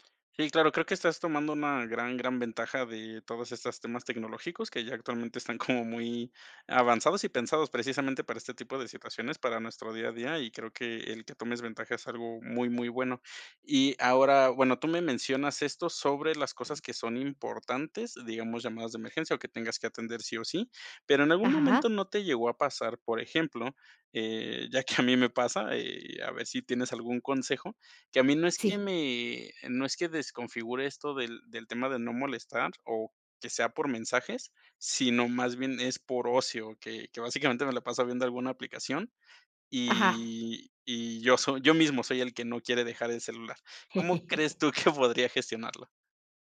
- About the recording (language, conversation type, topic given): Spanish, podcast, ¿Qué haces para desconectarte del celular por la noche?
- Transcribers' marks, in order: laughing while speaking: "como"; other background noise; laughing while speaking: "ya que a mí me pasa"; chuckle; laughing while speaking: "tú que podría"